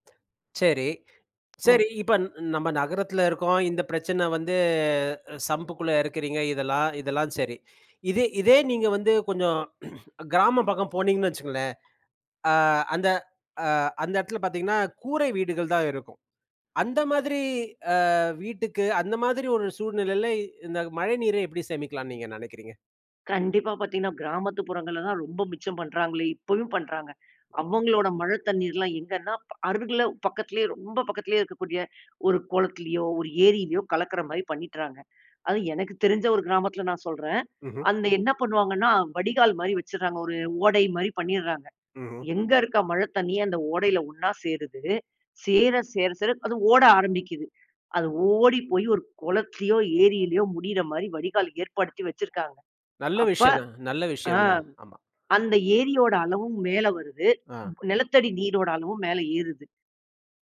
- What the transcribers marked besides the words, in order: other background noise; in English: "சம்புக்குள்ள"; grunt
- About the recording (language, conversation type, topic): Tamil, podcast, வீட்டில் மழைநீர் சேமிப்பை எளிய முறையில் எப்படி செய்யலாம்?